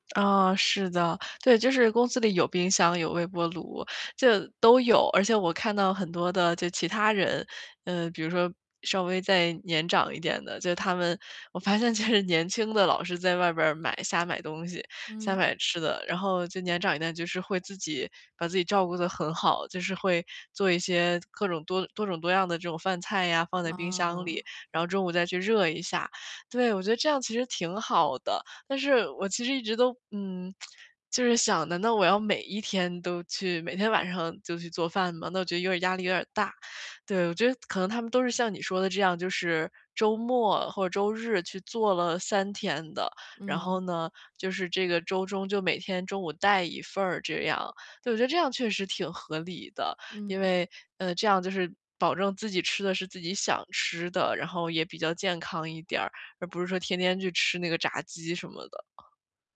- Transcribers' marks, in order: laughing while speaking: "其实"; static; tsk
- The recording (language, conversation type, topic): Chinese, advice, 我怎样才能养成更规律的饮食习惯？
- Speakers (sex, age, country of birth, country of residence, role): female, 25-29, China, United States, user; female, 60-64, China, Germany, advisor